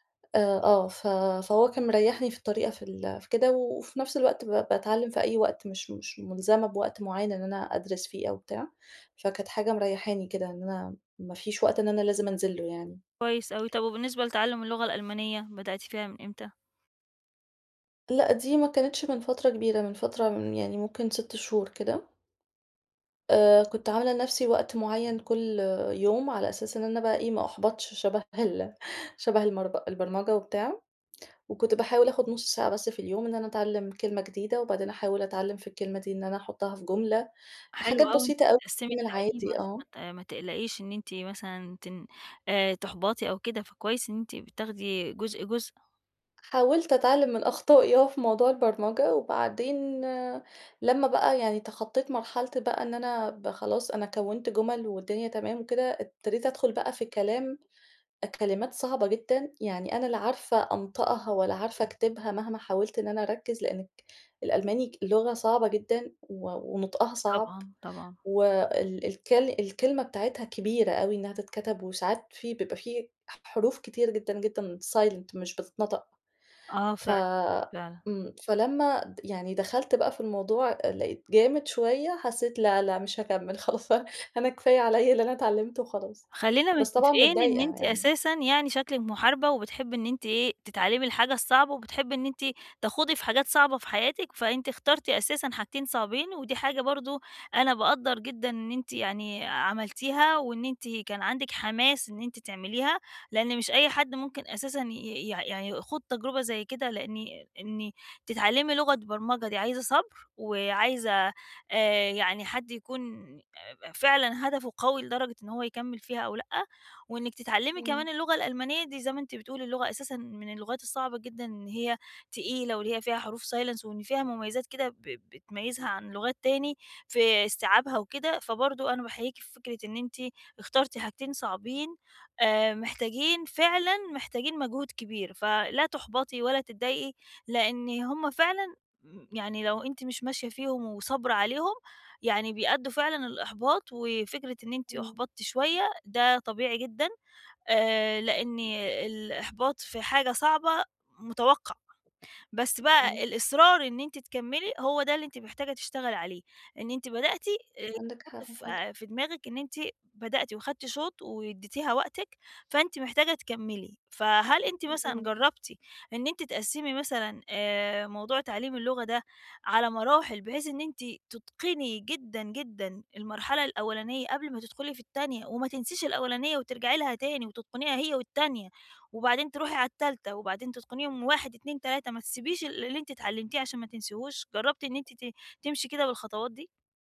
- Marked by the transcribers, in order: tapping; chuckle; in English: "silent"; laughing while speaking: "خلاص، ف أنا كفاية عليَّ اللي أنا اتعلمته"; in English: "silence"
- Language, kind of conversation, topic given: Arabic, advice, إزاي أتعامل مع الإحباط لما ما بتحسنش بسرعة وأنا بتعلم مهارة جديدة؟